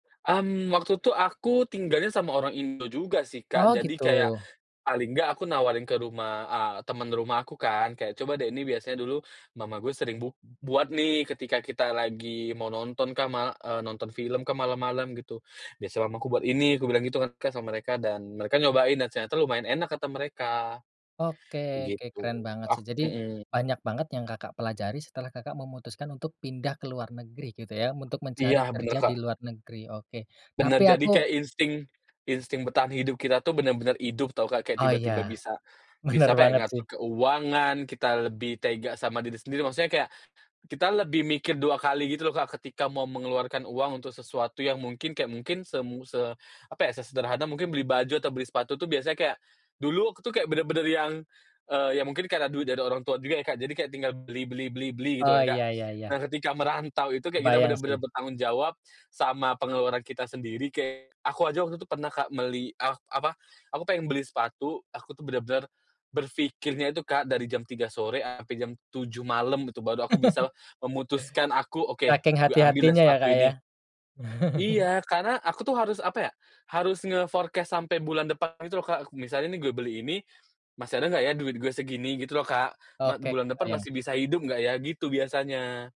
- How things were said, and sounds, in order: laughing while speaking: "Benar"; chuckle; chuckle; in English: "nge-forecast"
- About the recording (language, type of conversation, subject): Indonesian, podcast, Pernahkah kamu mengambil risiko besar yang menjadi titik balik dalam hidupmu?